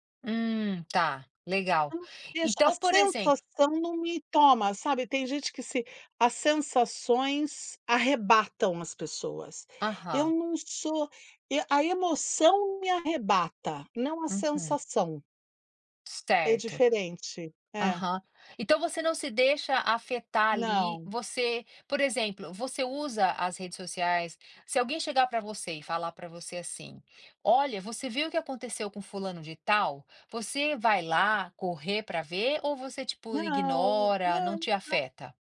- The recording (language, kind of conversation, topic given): Portuguese, podcast, Qual é a relação entre fama digital e saúde mental hoje?
- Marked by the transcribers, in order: other noise; unintelligible speech